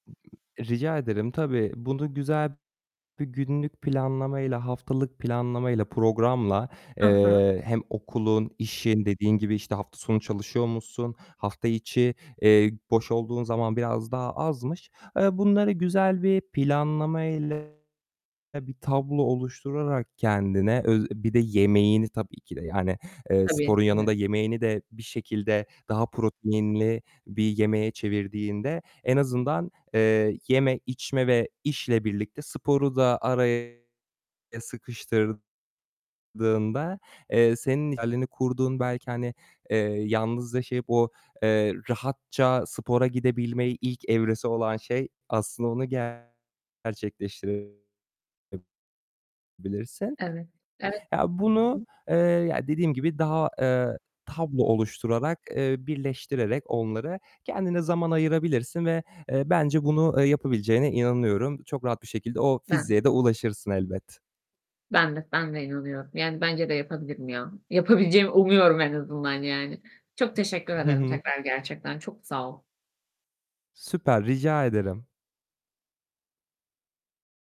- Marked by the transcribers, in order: other background noise; static; tapping; distorted speech
- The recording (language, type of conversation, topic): Turkish, advice, Zamanım kısıtlıyken egzersiz için nasıl gerçekçi bir plan yapabilirim?